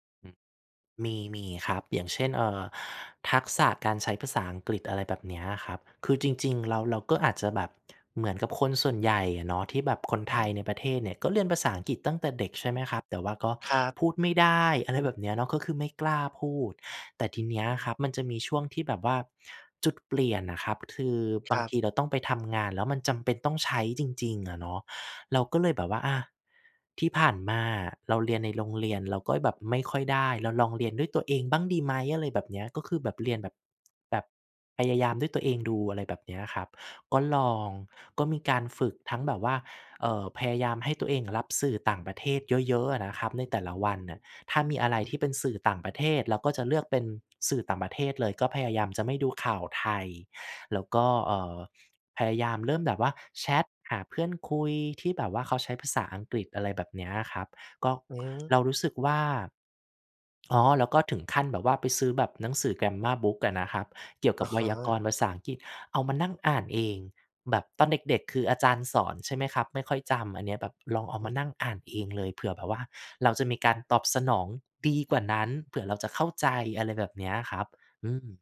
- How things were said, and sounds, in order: other background noise; laughing while speaking: "แบบ"; tsk; tapping; in English: "grammar book"
- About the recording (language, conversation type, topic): Thai, podcast, เริ่มเรียนรู้ทักษะใหม่ตอนเป็นผู้ใหญ่ คุณเริ่มต้นอย่างไร?
- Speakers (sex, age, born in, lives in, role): male, 25-29, Thailand, Thailand, host; male, 35-39, Thailand, Thailand, guest